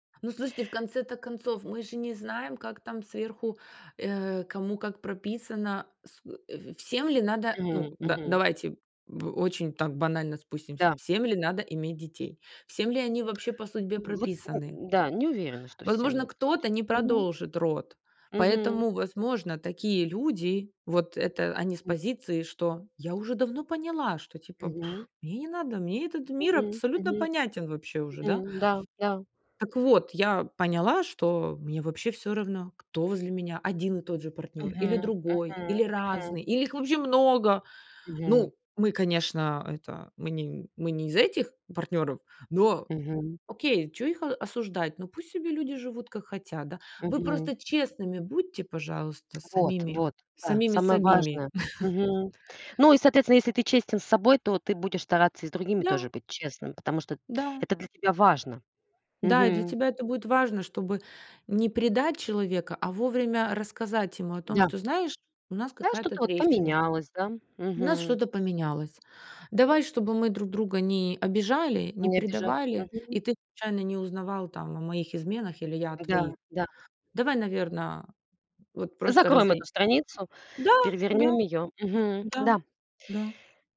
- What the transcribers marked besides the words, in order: tapping; exhale; laugh
- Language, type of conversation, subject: Russian, unstructured, Что делать, если вас предали и вы потеряли доверие?